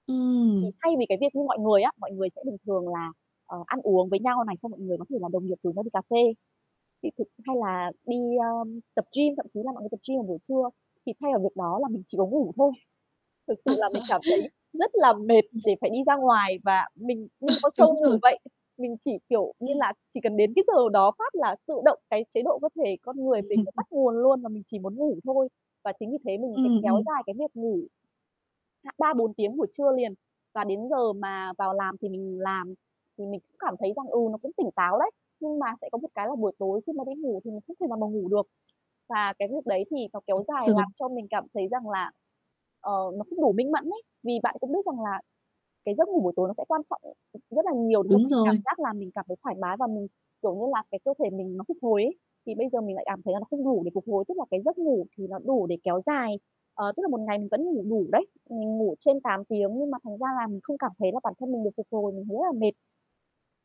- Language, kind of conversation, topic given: Vietnamese, advice, Ngủ trưa quá nhiều ảnh hưởng đến giấc ngủ ban đêm của bạn như thế nào?
- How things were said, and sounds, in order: static; unintelligible speech; laughing while speaking: "Ờ"; laughing while speaking: "Ờ"; chuckle; tapping; other background noise; unintelligible speech; distorted speech